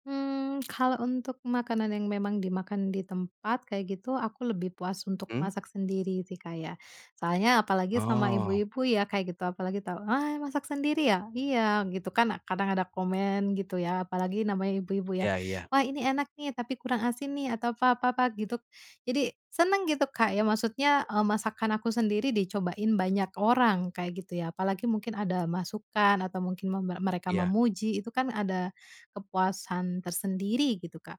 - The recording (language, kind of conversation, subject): Indonesian, podcast, Bagaimana cara menyiasati tamu yang punya pantangan makanan agar tidak terjadi salah paham?
- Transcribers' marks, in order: tapping